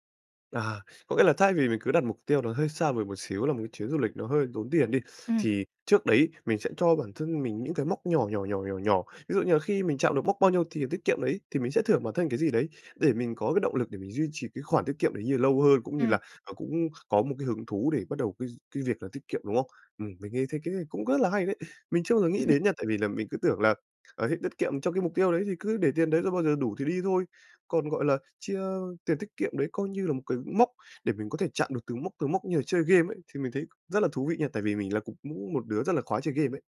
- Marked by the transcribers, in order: tapping; laugh
- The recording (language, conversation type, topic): Vietnamese, advice, Làm sao để tiết kiệm tiền mỗi tháng khi tôi hay tiêu xài không kiểm soát?